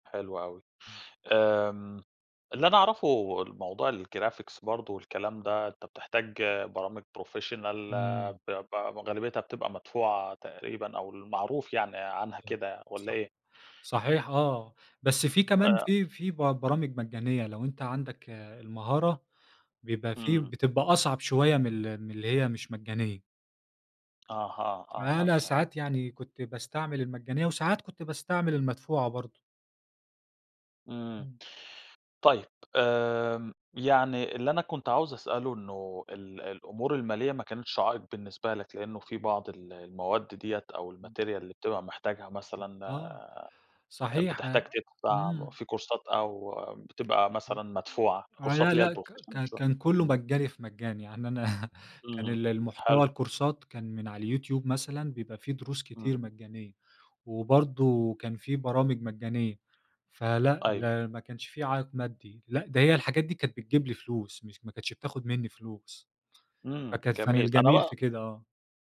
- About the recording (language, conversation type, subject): Arabic, podcast, إزاي بدأت رحلتك في التعلُّم؟
- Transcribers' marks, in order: in English: "الجرافيكس"; in English: "professional"; tapping; in English: "الmaterial"; other background noise; in English: "كورسات"; in English: "الكورسات"; in English: "الprofessional"; chuckle; in English: "الكورسات"